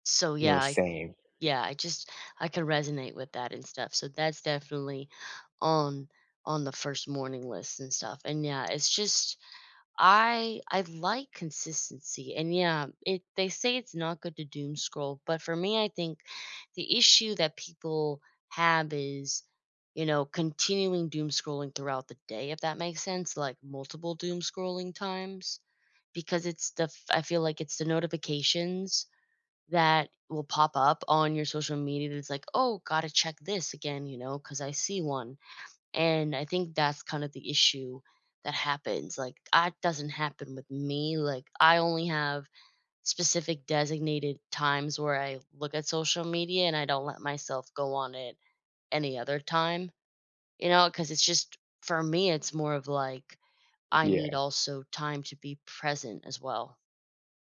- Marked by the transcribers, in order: other background noise
- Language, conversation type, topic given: English, unstructured, What makes a morning routine work well for you?
- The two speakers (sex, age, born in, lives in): female, 30-34, United States, United States; male, 20-24, United States, United States